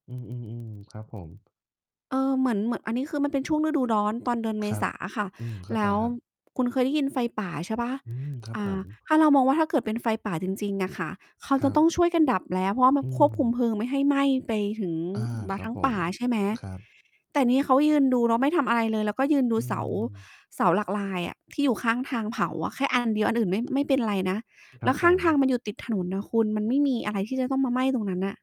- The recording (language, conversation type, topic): Thai, unstructured, คุณเคยรู้สึกเศร้าเมื่อเห็นธรรมชาติถูกทำลายไหม?
- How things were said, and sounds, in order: distorted speech; other background noise; tapping